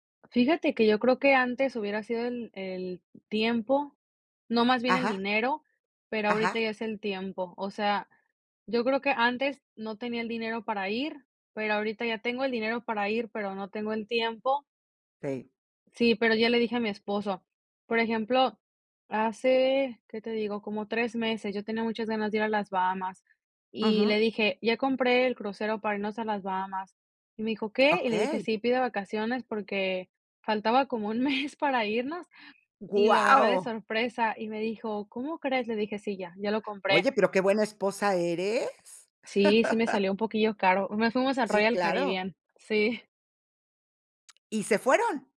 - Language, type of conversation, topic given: Spanish, podcast, ¿Qué lugar natural te gustaría visitar antes de morir?
- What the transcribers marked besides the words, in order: other background noise; surprised: "¡Guau!"; laugh